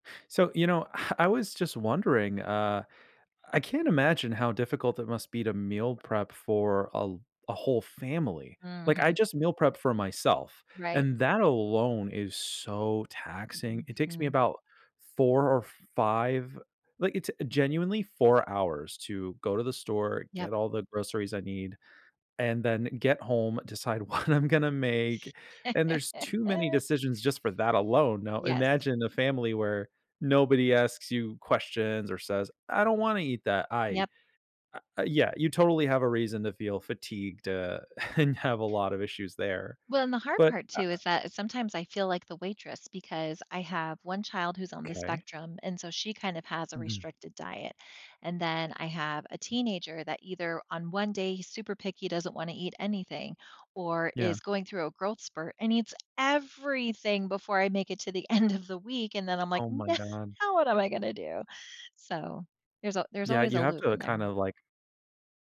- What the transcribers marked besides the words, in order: laughing while speaking: "what"; laugh; laughing while speaking: "and have"; other background noise; stressed: "everything"; laughing while speaking: "end"; laughing while speaking: "Now, what"
- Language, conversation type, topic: English, unstructured, What's one habit I can use to avoid decision fatigue this week?